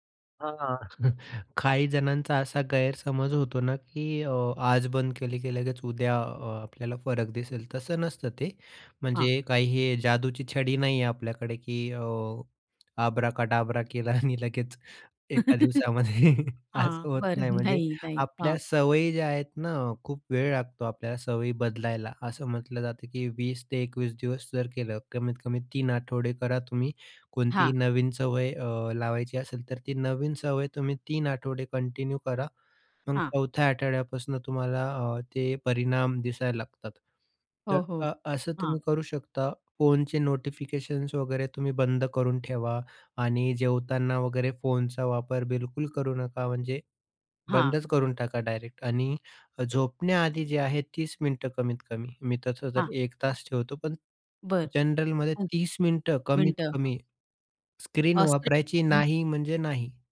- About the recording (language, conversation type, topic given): Marathi, podcast, सोशल मीडियावर वेळेची मर्यादा घालण्याबद्दल तुमचे मत काय आहे?
- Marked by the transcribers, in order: chuckle; tapping; chuckle; laughing while speaking: "एका दिवसामध्ये असं होत नाही"; laugh; laughing while speaking: "बरं"; in English: "कंटिन्यू"; "आठवड्यापासून" said as "अठड्यापासन"; in English: "जनरलमध्ये"